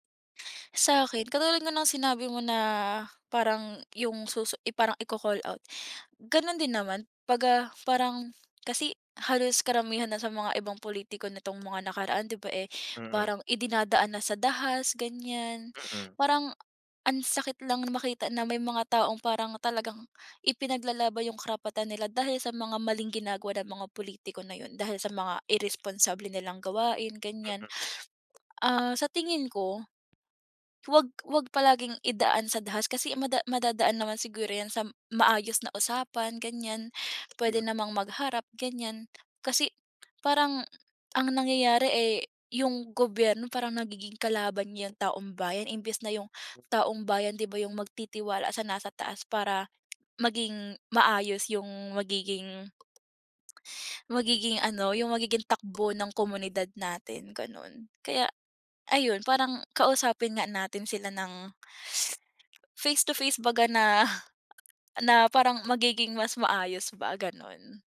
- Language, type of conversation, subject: Filipino, unstructured, Ano ang nararamdaman mo kapag hindi natutupad ng mga politiko ang kanilang mga pangako?
- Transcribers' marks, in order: none